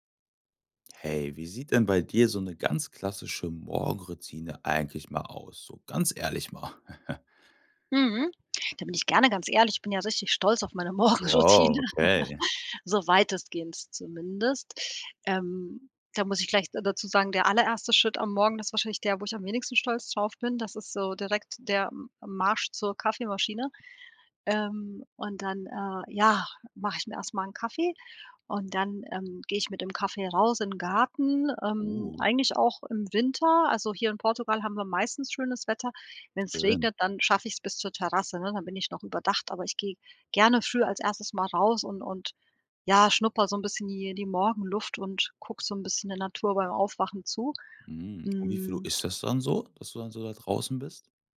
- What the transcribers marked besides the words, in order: chuckle; laughing while speaking: "Morgenroutine"; chuckle; "weitestgehend" said as "weitestgehendst"; other background noise
- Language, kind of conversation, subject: German, podcast, Wie sieht deine Morgenroutine eigentlich aus, mal ehrlich?